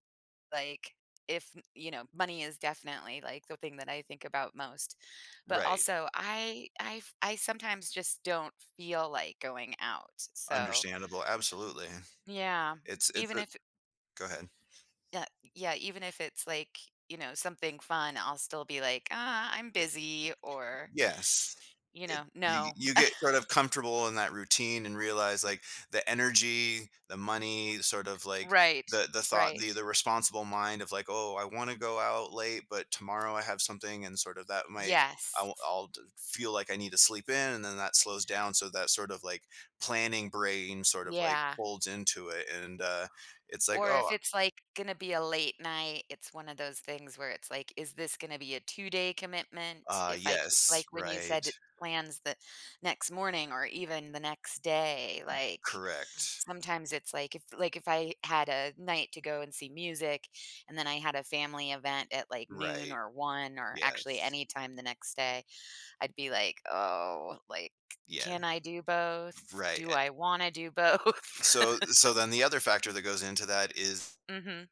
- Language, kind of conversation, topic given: English, unstructured, What factors influence your decision to spend a weekend night at home or out?
- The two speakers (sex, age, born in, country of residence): female, 50-54, United States, United States; male, 40-44, Canada, United States
- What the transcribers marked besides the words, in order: tapping; other background noise; chuckle; laughing while speaking: "both?"; chuckle